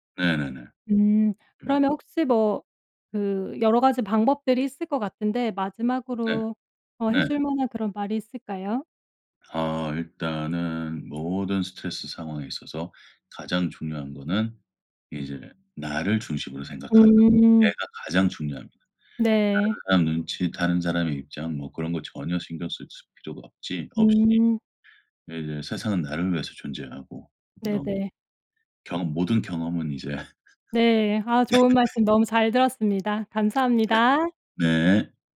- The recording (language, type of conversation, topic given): Korean, podcast, 스트레스를 받을 때는 보통 어떻게 푸시나요?
- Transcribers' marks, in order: tapping; other background noise; laughing while speaking: "이제"; laugh; cough